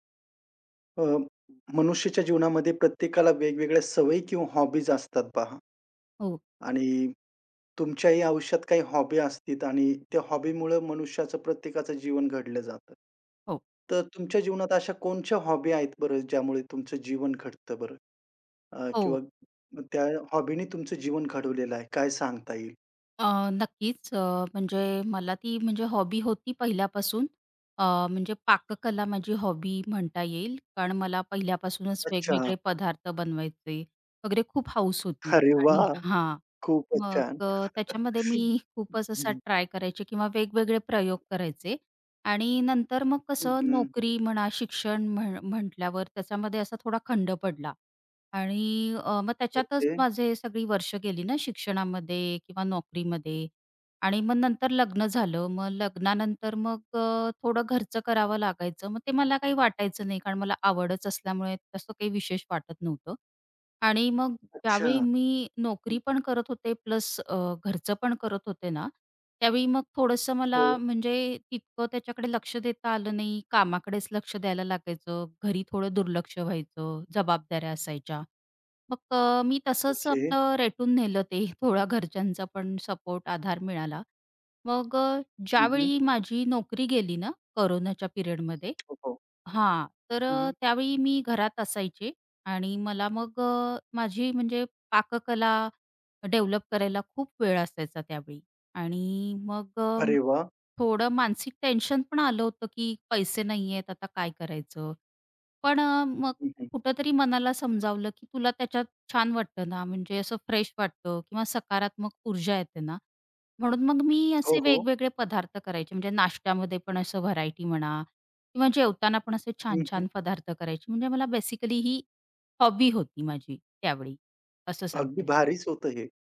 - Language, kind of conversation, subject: Marathi, podcast, ह्या छंदामुळे तुमच्या आयुष्यात कोणते बदल घडले?
- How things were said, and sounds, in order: in English: "हॉबीज"; in English: "हॉबी"; in English: "हॉबीमुळं"; "कोणत्या" said as "कोणच्या"; in English: "हॉबी"; in English: "हॉबीने"; tapping; in English: "हॉबी"; other background noise; in English: "हॉबी"; laughing while speaking: "अरे वाह!"; chuckle; laughing while speaking: "मी"; chuckle; other noise; laughing while speaking: "ते थोडा"; in English: "डेव्हलप"; in English: "फ्रेश"; laughing while speaking: "पदार्थ"; in English: "बेसिकली"; in English: "हॉबी"